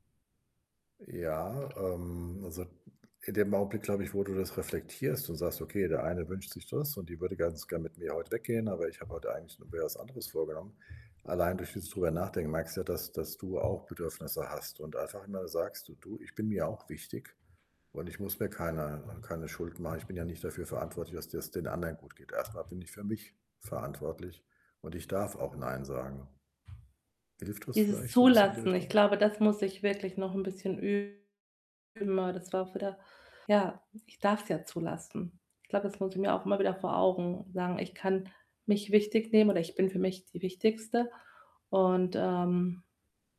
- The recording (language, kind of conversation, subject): German, advice, Wie kann ich lernen, nein zu sagen, ohne Schuldgefühle zu haben?
- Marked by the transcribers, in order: other background noise; distorted speech; unintelligible speech